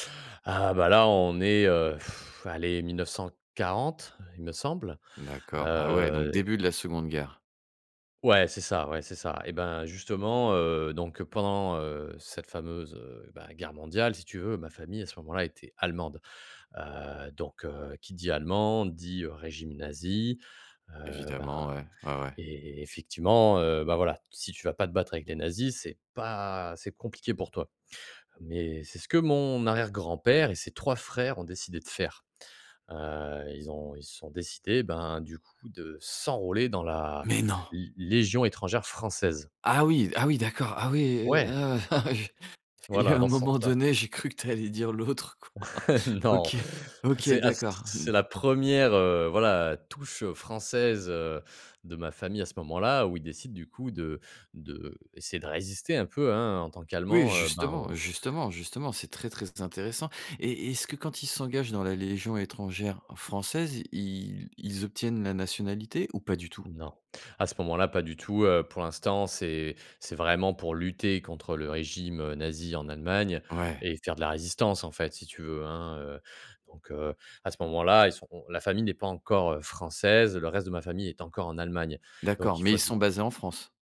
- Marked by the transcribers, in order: scoff; surprised: "Mais non !"; stressed: "française"; chuckle; chuckle; laughing while speaking: "quoi"
- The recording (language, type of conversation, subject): French, podcast, Peux-tu raconter une histoire de migration dans ta famille ?